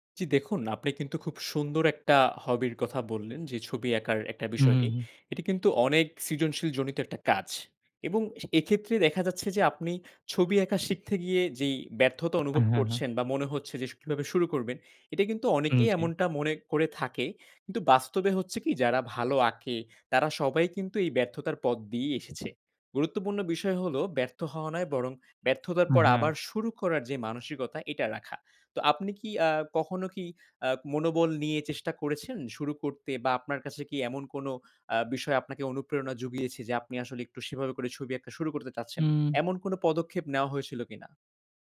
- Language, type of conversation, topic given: Bengali, advice, নতুন কোনো শখ শুরু করতে গিয়ে ব্যর্থতার ভয় পেলে বা অনুপ্রেরণা হারিয়ে ফেললে আমি কী করব?
- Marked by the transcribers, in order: horn; tapping